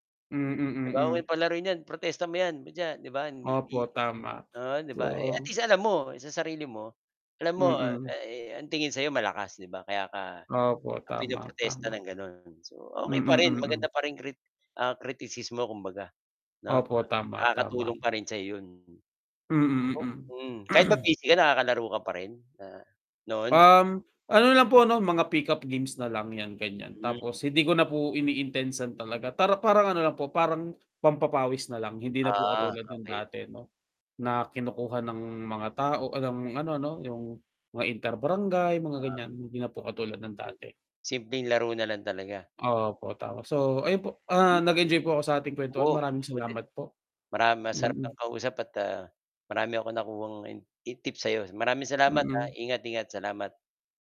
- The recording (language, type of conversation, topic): Filipino, unstructured, Ano ang mga paborito mong larong pampalakasan para pampalipas-oras?
- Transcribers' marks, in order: mechanical hum; static; throat clearing; tapping; distorted speech